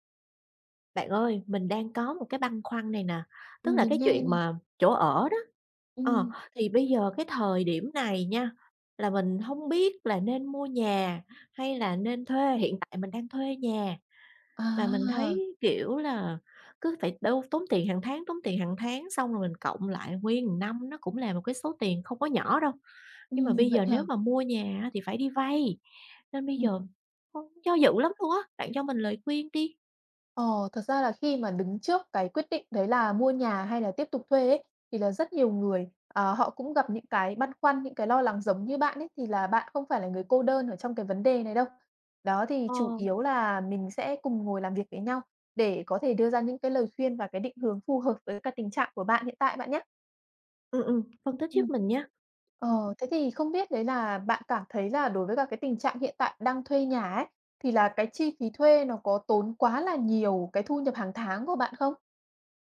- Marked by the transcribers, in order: tapping; "một" said as "ừn"
- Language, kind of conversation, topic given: Vietnamese, advice, Nên mua nhà hay tiếp tục thuê nhà?